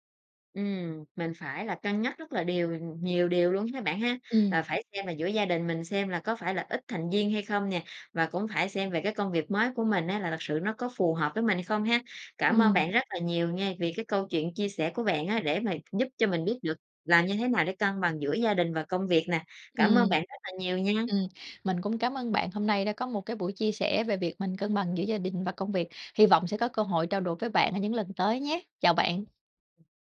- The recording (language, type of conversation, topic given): Vietnamese, podcast, Bạn cân bằng giữa gia đình và công việc ra sao khi phải đưa ra lựa chọn?
- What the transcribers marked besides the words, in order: tapping